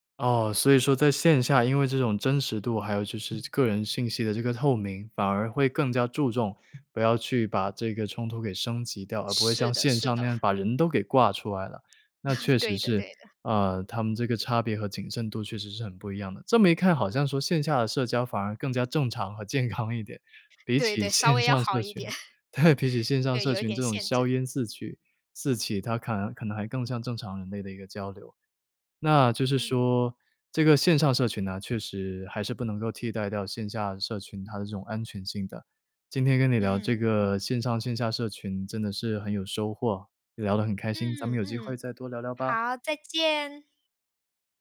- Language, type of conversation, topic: Chinese, podcast, 线上社群能替代现实社交吗？
- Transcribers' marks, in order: laugh; laughing while speaking: "健康"; chuckle; laughing while speaking: "对"; "四起-" said as "四取"